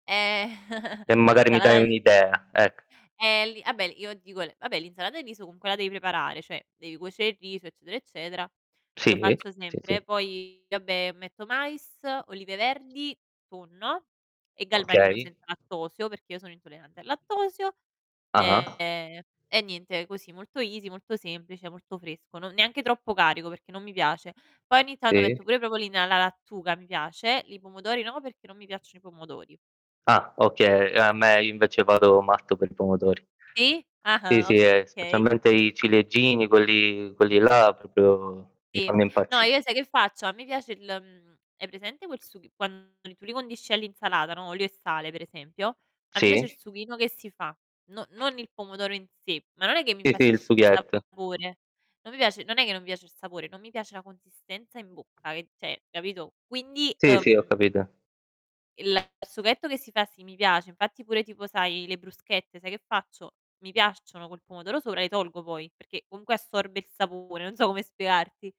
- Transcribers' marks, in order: other background noise; chuckle; "cioè" said as "che"; distorted speech; tapping; in English: "easy"; unintelligible speech; "infastidisce" said as "infastisce"; "cioè" said as "ceh"; static
- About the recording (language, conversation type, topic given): Italian, unstructured, Qual è il tuo piatto preferito da cucinare a casa?